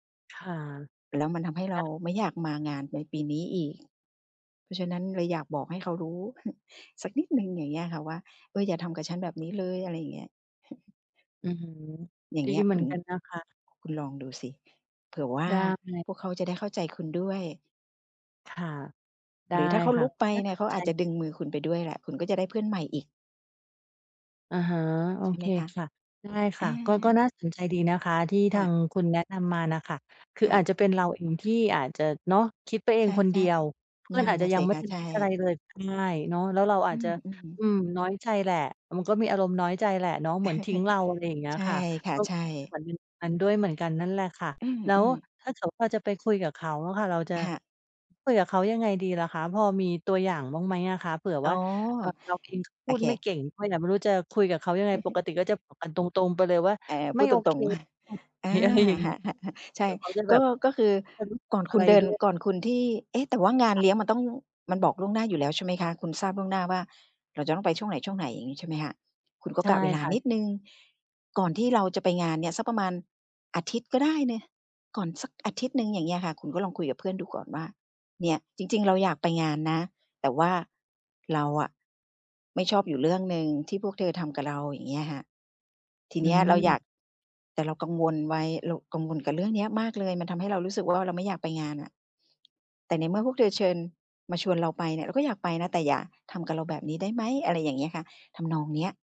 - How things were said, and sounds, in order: tapping; chuckle; laugh; other background noise; laugh; unintelligible speech; laugh; chuckle; laugh; unintelligible speech; unintelligible speech
- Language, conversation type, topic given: Thai, advice, ฉันควรทำอย่างไรเมื่อรู้สึกกังวลและประหม่าเมื่อต้องไปงานเลี้ยงกับเพื่อนๆ?